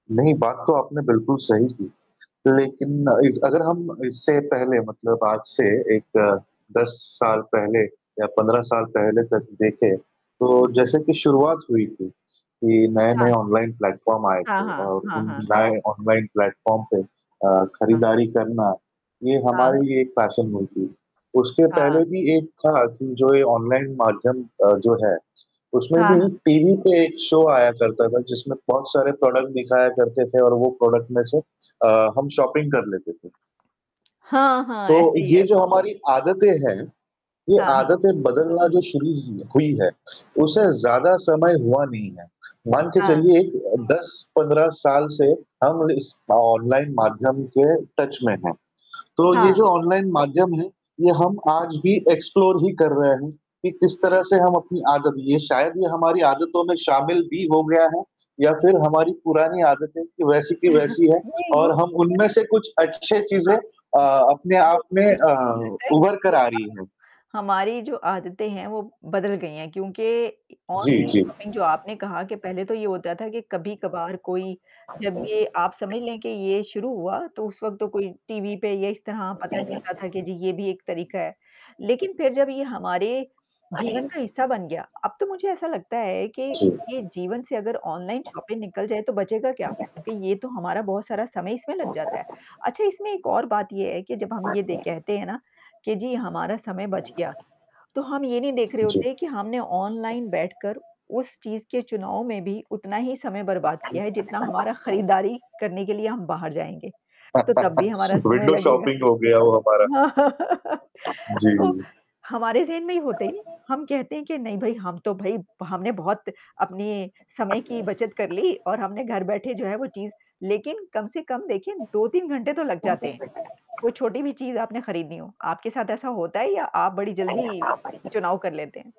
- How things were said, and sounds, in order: static; tapping; other background noise; in English: "पैशन"; in English: "शो"; in English: "प्रोडक्ट"; in English: "प्रोडक्ट"; in English: "शॉपिंग"; in English: "टच"; in English: "एक्सप्लोर"; chuckle; distorted speech; other noise; in English: "शॉपिंग"; in English: "शॉपिंग"; chuckle; in English: "विंडो शॉपिंग"; laugh
- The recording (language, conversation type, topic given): Hindi, unstructured, क्या आपको लगता है कि ऑनलाइन खरीदारी ने आपकी खरीदारी की आदतों में बदलाव किया है?